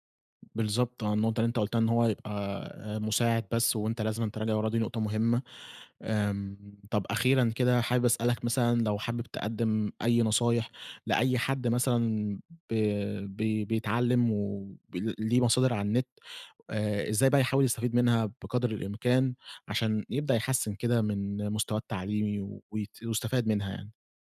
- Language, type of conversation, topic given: Arabic, podcast, إيه رأيك في دور الإنترنت في التعليم دلوقتي؟
- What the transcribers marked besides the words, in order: none